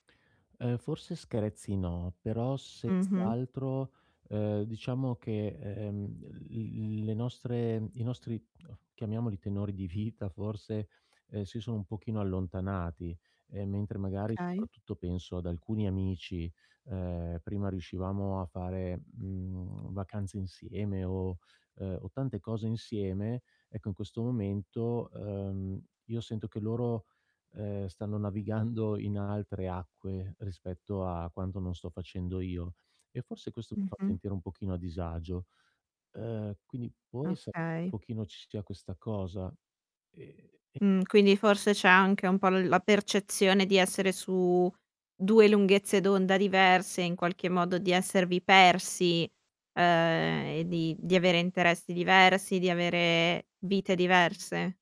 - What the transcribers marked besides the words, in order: static; other noise; laughing while speaking: "vita"; stressed: "allontanati"; distorted speech; other background noise
- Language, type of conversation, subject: Italian, advice, Come posso gestire la paura di perdere gli amici se non partecipo a feste o uscite?